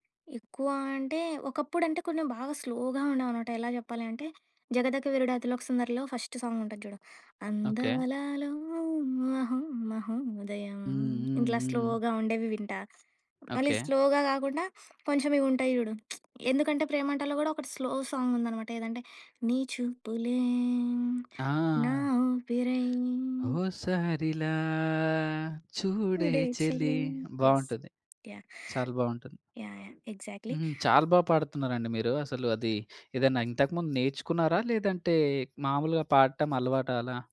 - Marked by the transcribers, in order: in English: "స్లో‌గా"; in English: "ఫస్ట్ సాంగ్"; singing: "అందాలలో మహొ మహొ దయం"; in English: "స్లోగా"; tapping; in English: "స్లోగా"; sniff; lip smack; in English: "స్లో సాంగ్"; singing: "ఓసారిలా చూడే చెలి"; singing: "నీ చూపులే నా ఊపిరై"; in English: "యెస్"; in English: "ఎగ్జాక్ట్‌లి"
- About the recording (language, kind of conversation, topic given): Telugu, podcast, సంగీతం వల్ల మీ బాధ తగ్గిన అనుభవం మీకు ఉందా?